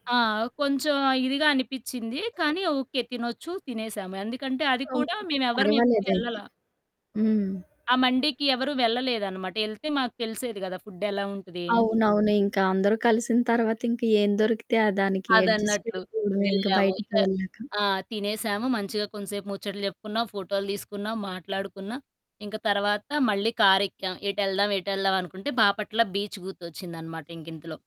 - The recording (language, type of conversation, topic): Telugu, podcast, పాత స్నేహితులను మళ్లీ సంప్రదించడానికి సరైన మొదటి అడుగు ఏమిటి?
- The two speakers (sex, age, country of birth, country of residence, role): female, 30-34, India, India, guest; female, 30-34, India, India, host
- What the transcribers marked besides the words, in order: other background noise; static; in English: "అడ్జస్ట్"; in English: "బీచ్"